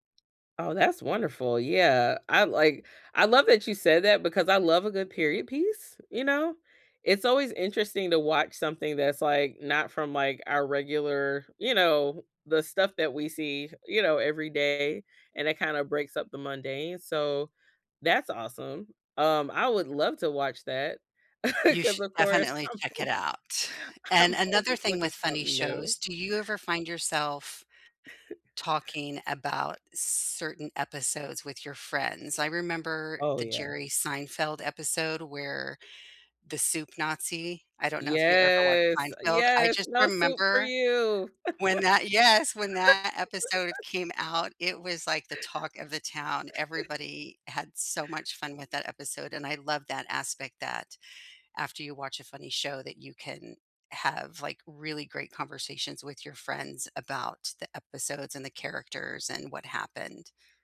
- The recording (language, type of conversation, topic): English, unstructured, How does watching a funny show change your mood?
- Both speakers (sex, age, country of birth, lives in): female, 35-39, United States, United States; female, 60-64, United States, United States
- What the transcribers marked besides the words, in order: chuckle; laughing while speaking: "I'm always I'm always"; chuckle; tapping; drawn out: "Yes"; laugh; laugh